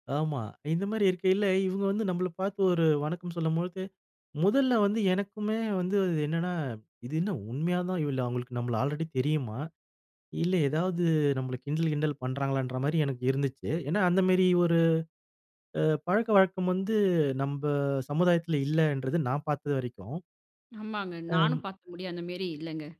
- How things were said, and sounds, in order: none
- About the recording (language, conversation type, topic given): Tamil, podcast, புதிய நாட்டில் பழக்கங்களுக்கு நீங்கள் எப்படி ஒத்துப் பழகினீர்கள்?